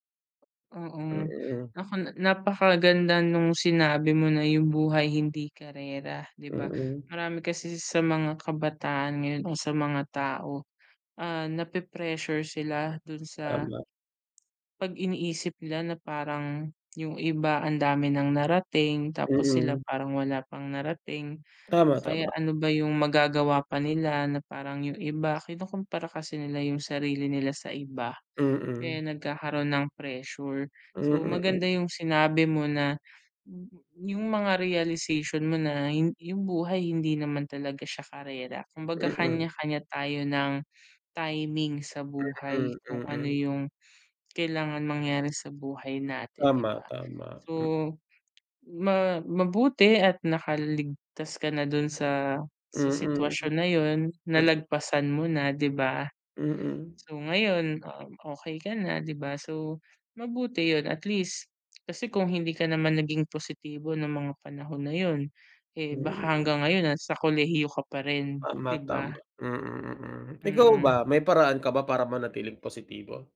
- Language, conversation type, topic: Filipino, unstructured, Paano ka nananatiling positibo sa gitna ng mga problema?
- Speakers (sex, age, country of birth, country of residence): female, 30-34, Philippines, Philippines; male, 25-29, Philippines, Philippines
- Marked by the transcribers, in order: tapping; in English: "nape-pressure"; tongue click; in English: "pressure"; in English: "realization"; other background noise; tongue click; wind